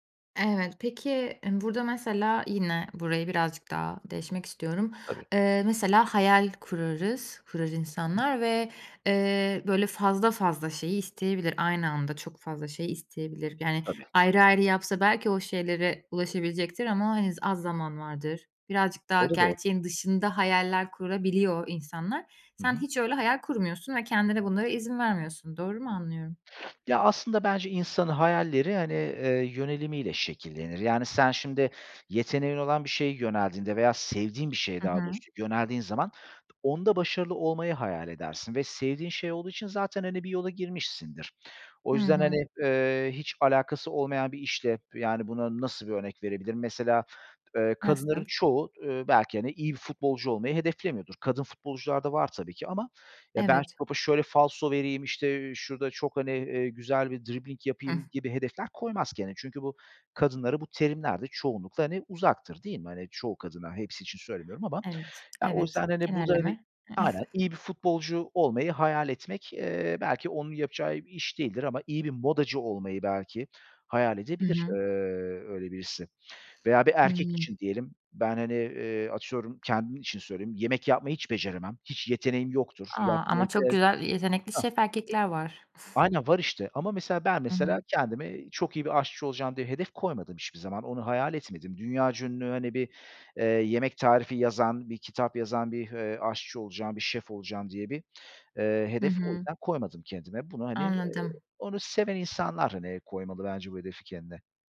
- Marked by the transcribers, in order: other background noise; tapping; chuckle; unintelligible speech; scoff
- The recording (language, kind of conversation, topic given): Turkish, podcast, Başarısızlıkla karşılaştığında kendini nasıl motive ediyorsun?